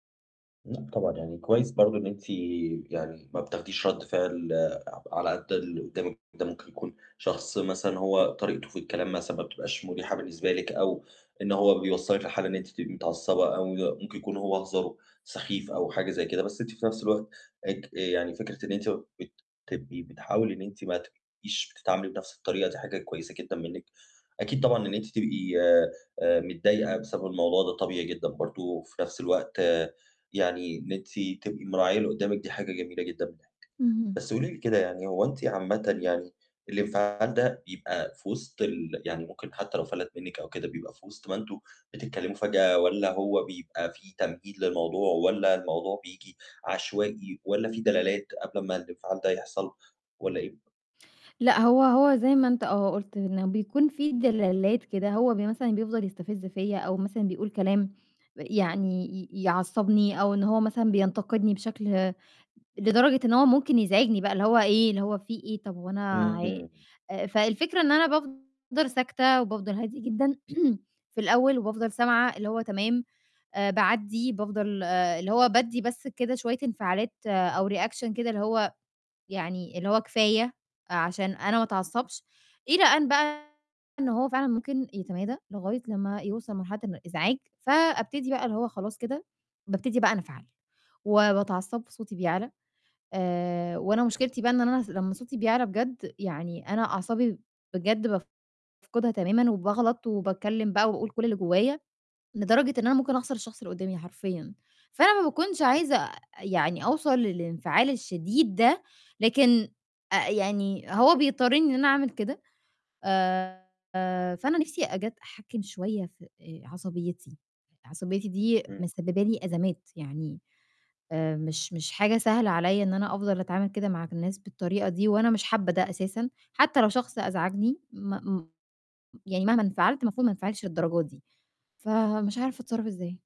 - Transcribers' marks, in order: other noise; distorted speech; tapping; throat clearing; in English: "reaction"
- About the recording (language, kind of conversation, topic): Arabic, advice, إزاي أتحكم في انفعالي قبل ما أرد على حد بيضايقني؟